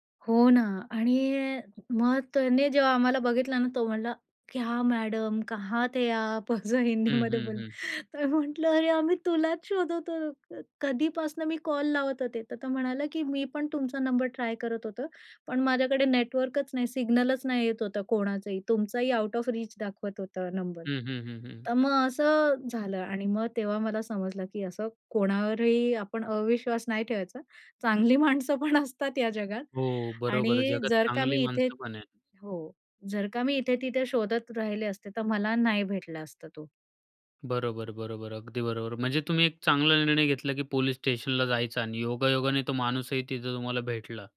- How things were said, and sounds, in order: in Hindi: "क्या मॅडम कहाँ थे आप"; laughing while speaking: "असं हिंदीमध्ये बोलला, तर म्हटलं, अरे, आम्ही तुलाच शोधत होतो"; in English: "आउट ऑफ रीच"; laughing while speaking: "चांगली माणसं पण असतात"
- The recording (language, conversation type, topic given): Marathi, podcast, प्रवासात पैसे किंवा कार्ड हरवल्यास काय करावे?